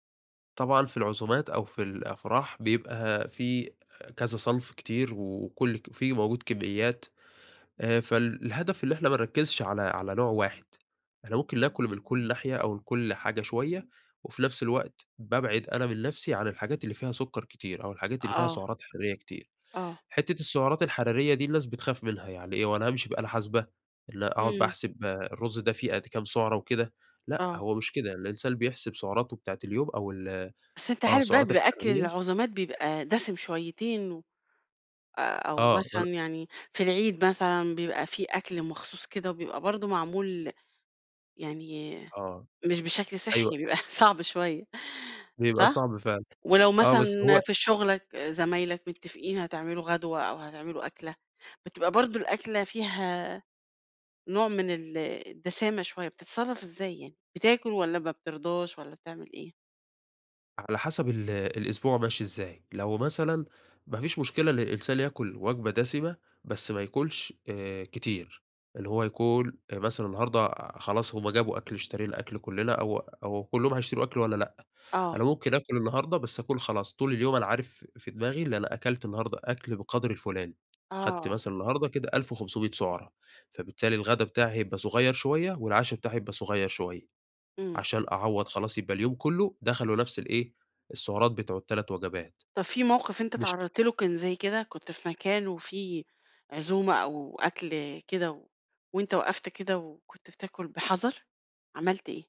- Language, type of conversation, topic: Arabic, podcast, كيف بتاكل أكل صحي من غير ما تجوّع نفسك؟
- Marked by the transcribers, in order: unintelligible speech; laughing while speaking: "صعب شوية"; tapping